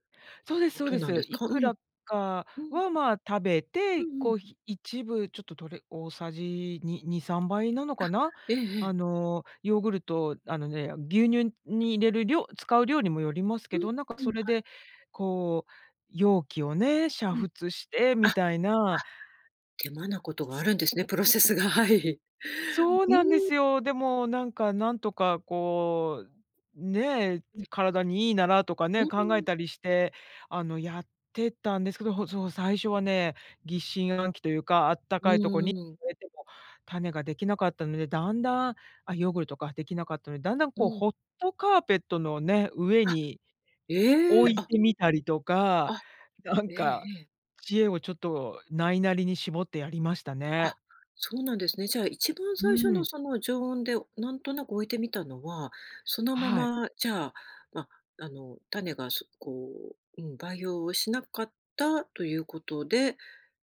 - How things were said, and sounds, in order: laughing while speaking: "プロセスが、はい"; laughing while speaking: "なんか"
- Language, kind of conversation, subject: Japanese, podcast, 自宅で発酵食品を作ったことはありますか？